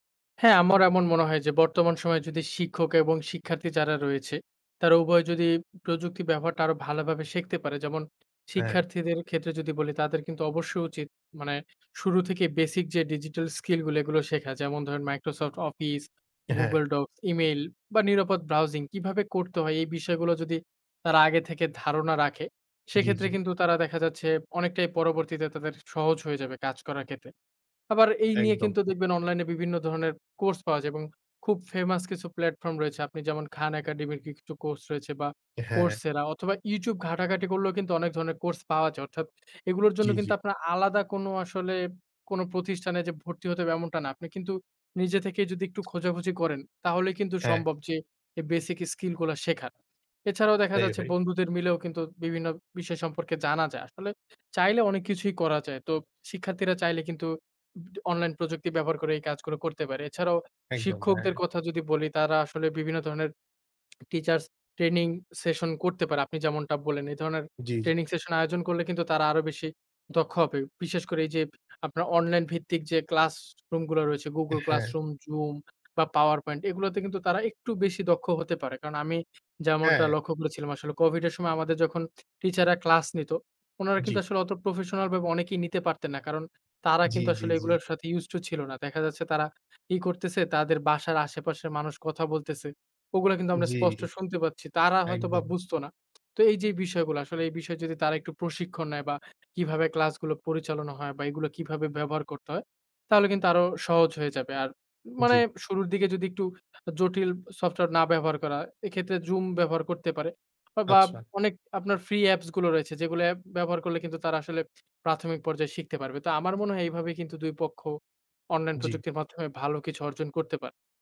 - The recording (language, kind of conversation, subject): Bengali, unstructured, শিক্ষার্থীদের জন্য আধুনিক প্রযুক্তি ব্যবহার করা কতটা জরুরি?
- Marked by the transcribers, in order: tapping; other background noise; unintelligible speech